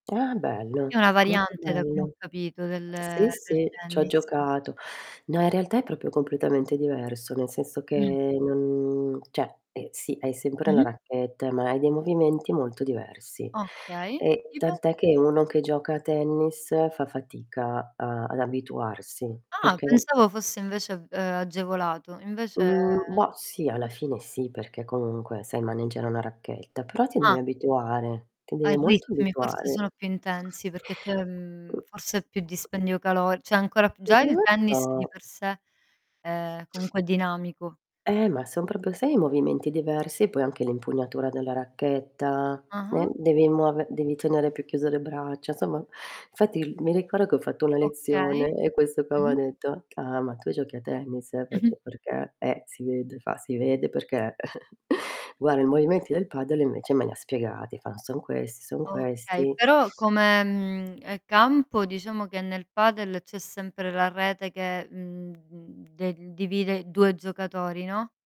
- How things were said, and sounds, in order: distorted speech; "proprio" said as "propio"; "cioè" said as "ceh"; static; other background noise; tapping; "cioè" said as "ceh"; "proprio" said as "propio"; chuckle
- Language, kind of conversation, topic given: Italian, unstructured, In che modo lo sport ti ha aiutato a crescere?